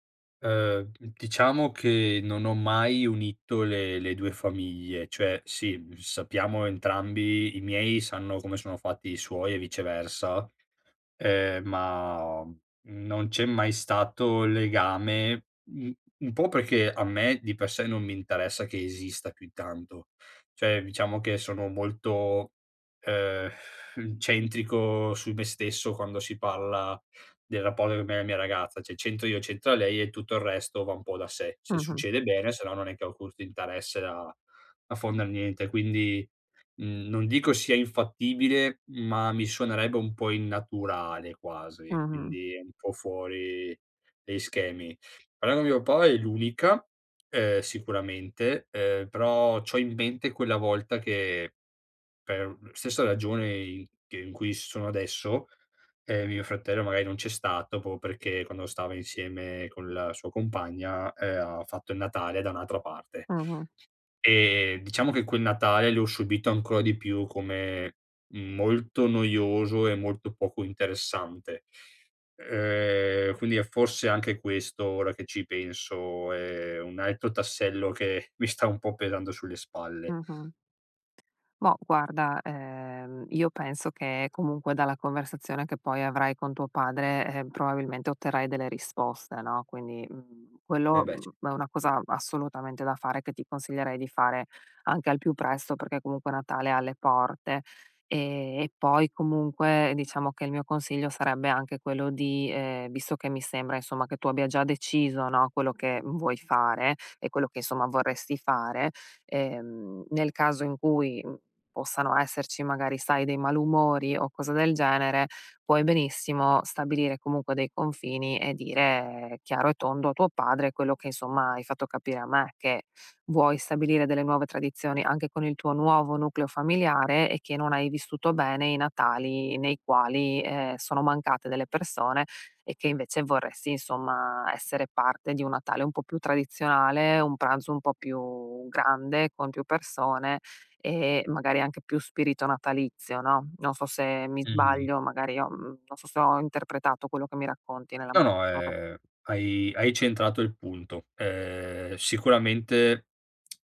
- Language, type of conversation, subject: Italian, advice, Come posso rispettare le tradizioni di famiglia mantenendo la mia indipendenza personale?
- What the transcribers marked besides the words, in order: sigh; "cioè" said as "ceh"; "proprio" said as "popo"; laughing while speaking: "mi sta"; tapping; unintelligible speech